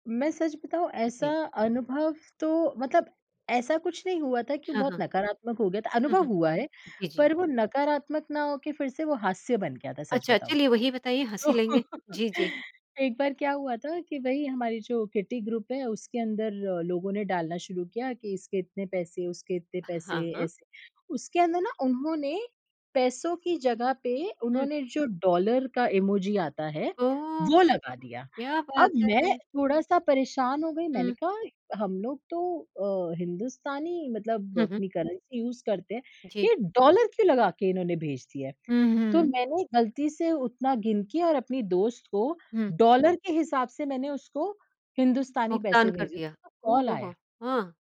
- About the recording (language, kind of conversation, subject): Hindi, podcast, इमोजी या व्यंग्य के इस्तेमाल से कब भ्रम पैदा होता है, और ऐसे में आप क्या कहना चाहेंगे?
- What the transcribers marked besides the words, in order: laugh; in English: "ग्रुप"; surprised: "ओह! क्या बात है"; in English: "यूज़"